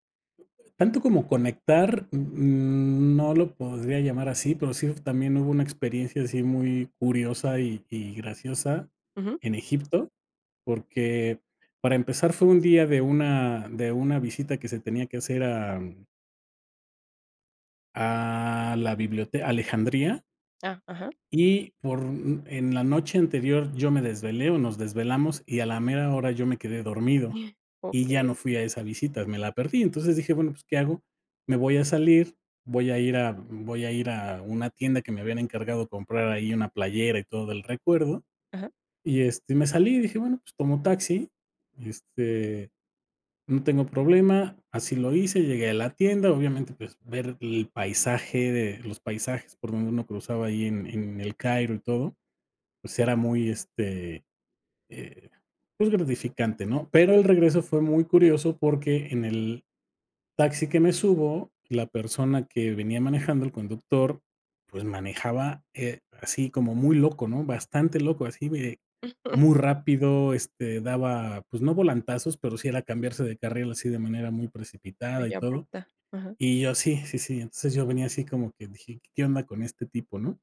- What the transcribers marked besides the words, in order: other background noise; tapping; other noise; chuckle
- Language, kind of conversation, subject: Spanish, podcast, ¿Qué viaje te cambió la vida y por qué?